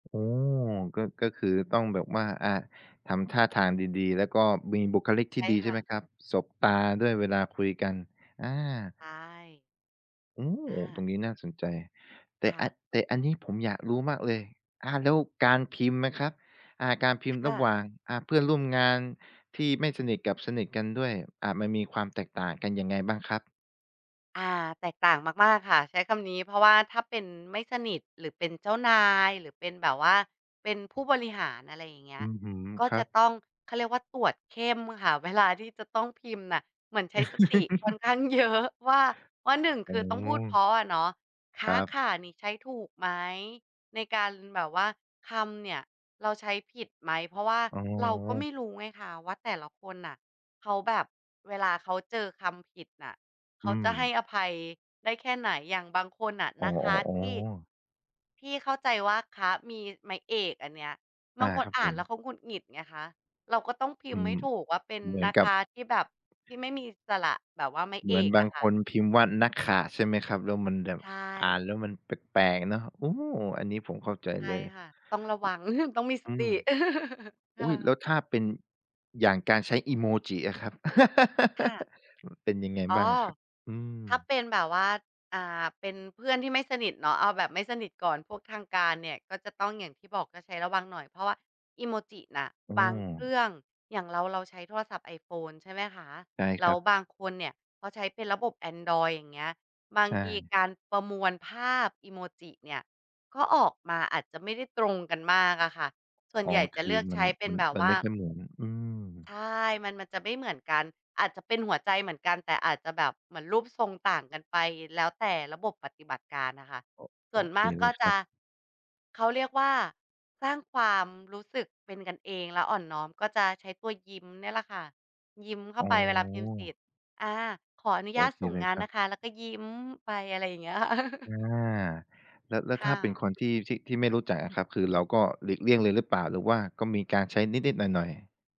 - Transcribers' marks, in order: other background noise; joyful: "เวลา"; laugh; laughing while speaking: "เยอะ"; chuckle; other noise; laugh; laugh; laugh
- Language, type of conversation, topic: Thai, podcast, คุณปรับวิธีใช้ภาษาตอนอยู่กับเพื่อนกับตอนทำงานต่างกันไหม?